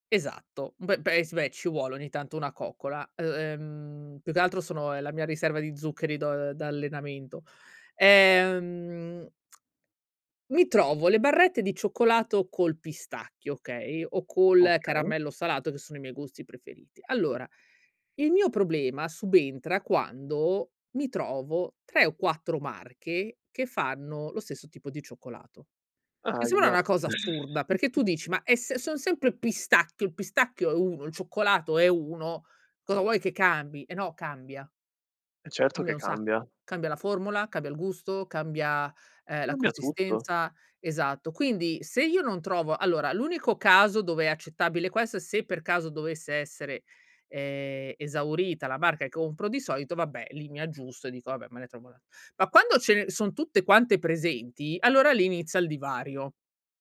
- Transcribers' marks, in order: tsk; "sembra" said as "sema"; chuckle; tapping
- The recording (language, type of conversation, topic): Italian, podcast, Come riconosci che sei vittima della paralisi da scelta?